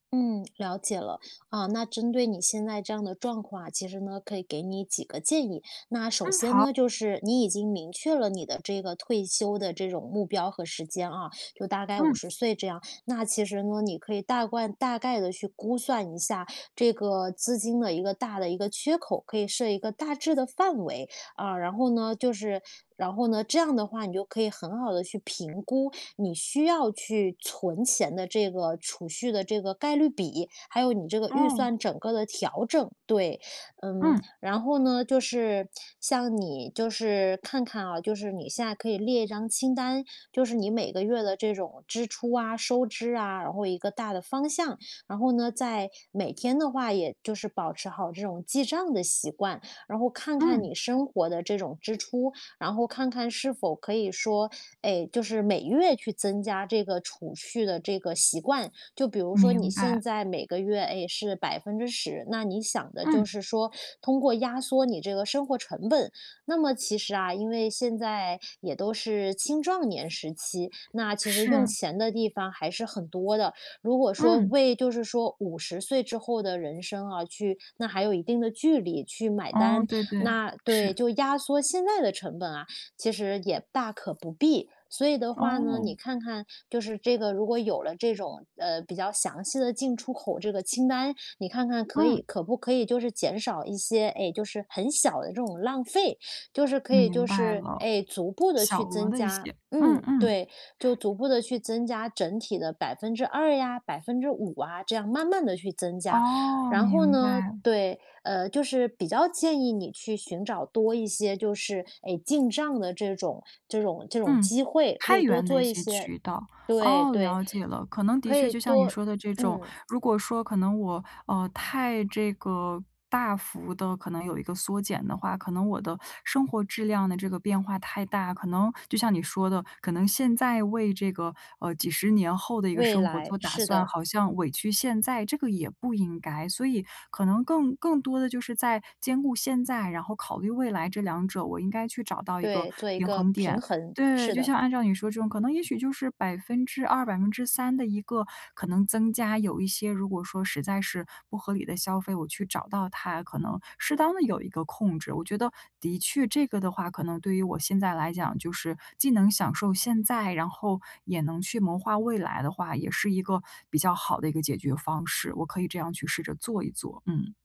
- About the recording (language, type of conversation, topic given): Chinese, advice, 我觉得开始为退休储蓄太晚了，担心未来的钱不够怎么办？
- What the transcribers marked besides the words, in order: other background noise; "开源" said as "太原"